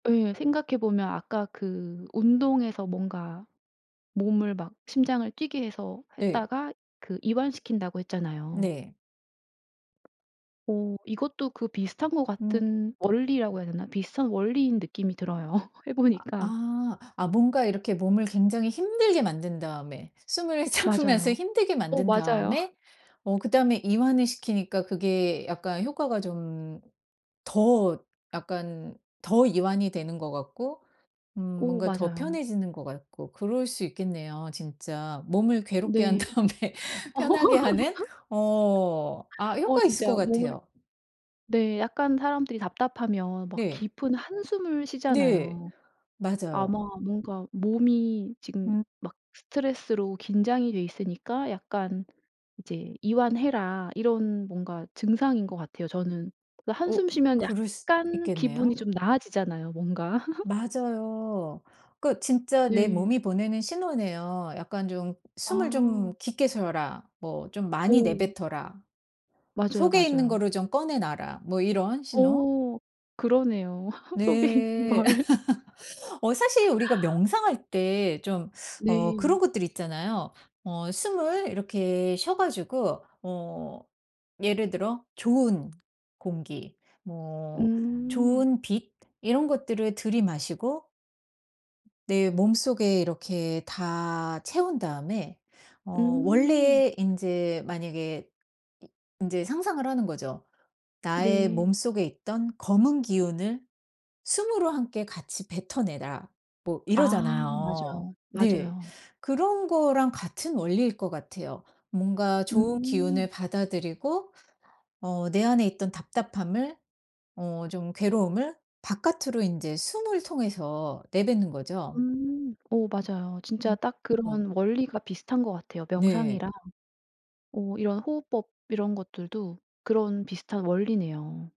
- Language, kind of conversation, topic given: Korean, podcast, 스트레스를 받을 때 보통 가장 먼저 무엇을 하시나요?
- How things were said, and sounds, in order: other background noise; tapping; laughing while speaking: "들어요"; laughing while speaking: "참으면서"; laugh; laughing while speaking: "다음에"; laugh; laugh; laughing while speaking: "속에 있는 걸"; laugh; laugh